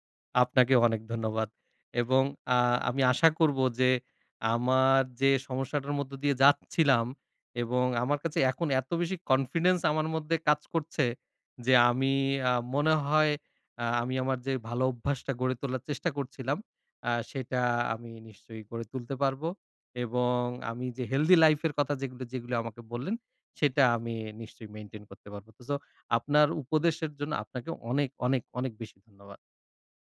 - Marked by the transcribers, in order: tapping; in English: "healthy life"; in English: "maintain"
- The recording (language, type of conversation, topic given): Bengali, advice, নিয়মিতভাবে রাতে নির্দিষ্ট সময়ে ঘুমাতে যাওয়ার অভ্যাস কীভাবে বজায় রাখতে পারি?